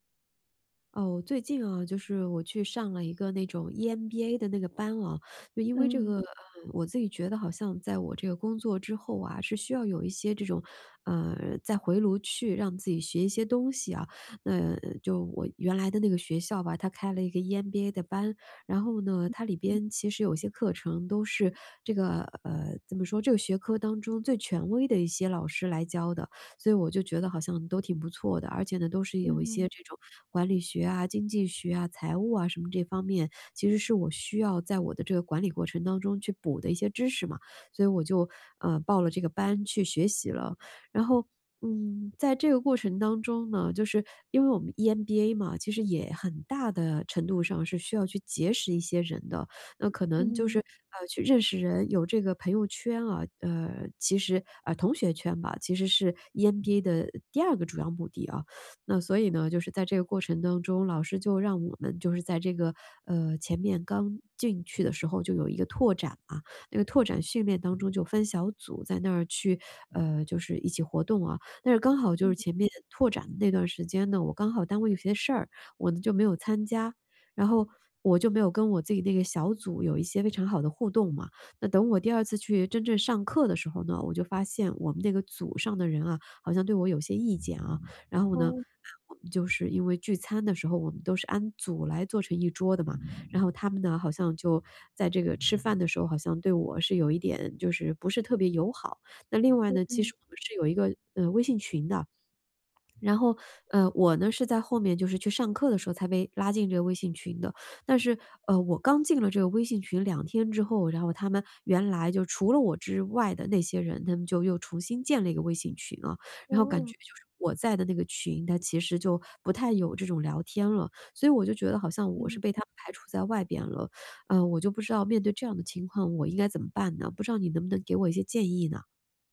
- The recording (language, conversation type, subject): Chinese, advice, 我覺得被朋友排除時該怎麼調適自己的感受？
- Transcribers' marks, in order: teeth sucking; other background noise; tapping; "按组" said as "安组"